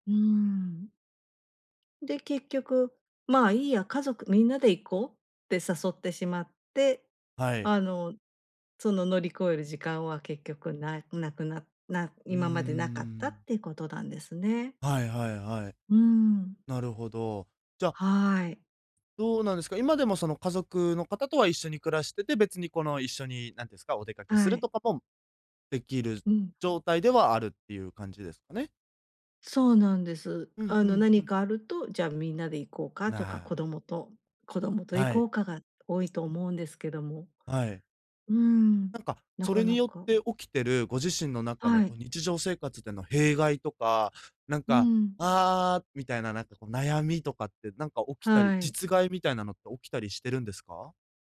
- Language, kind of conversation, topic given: Japanese, advice, 別れた後の孤独感をどうやって乗り越えればいいですか？
- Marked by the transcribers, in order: other noise